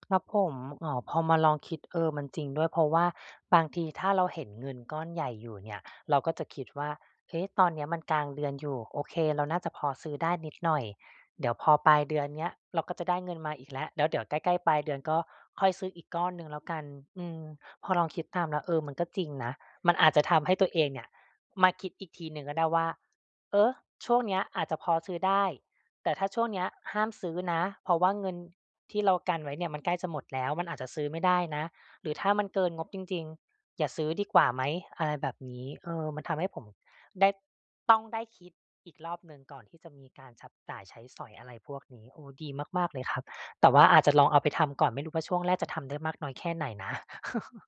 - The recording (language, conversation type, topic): Thai, advice, จะทำอย่างไรให้มีวินัยการใช้เงินและหยุดใช้จ่ายเกินงบได้?
- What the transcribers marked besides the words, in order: stressed: "ต้อง"; chuckle